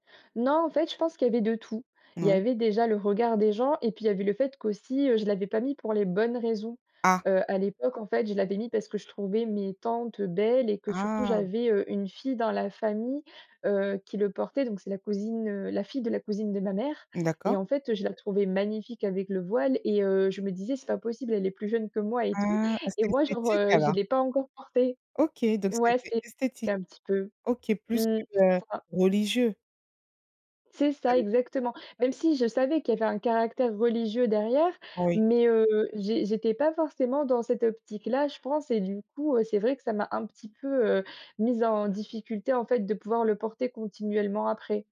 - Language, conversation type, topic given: French, podcast, Comment gères-tu le regard des autres pendant ta transformation ?
- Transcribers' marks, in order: other background noise